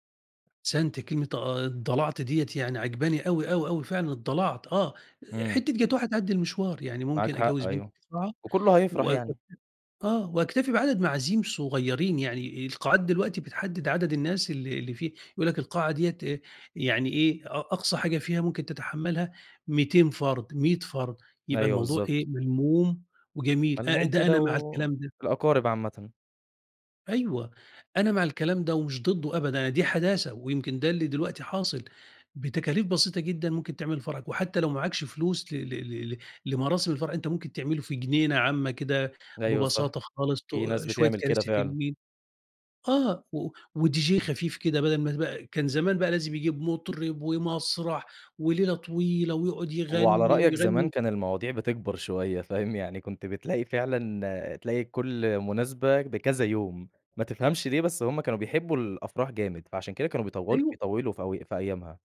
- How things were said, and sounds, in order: tapping; in English: "وDJ"; laughing while speaking: "فاهم"
- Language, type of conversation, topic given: Arabic, podcast, إزاي بتحافظوا على التوازن بين الحداثة والتقليد في حياتكم؟